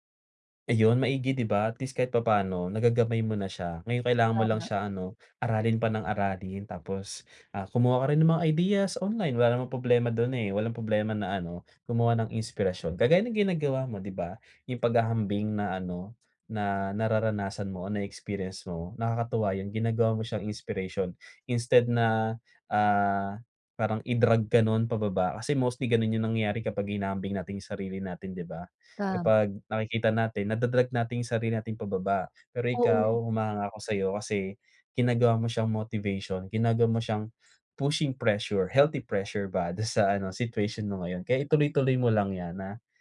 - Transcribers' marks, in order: in English: "pushing pressure, healthy pressure"
- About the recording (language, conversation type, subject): Filipino, advice, Bakit ako laging nag-aalala kapag inihahambing ko ang sarili ko sa iba sa internet?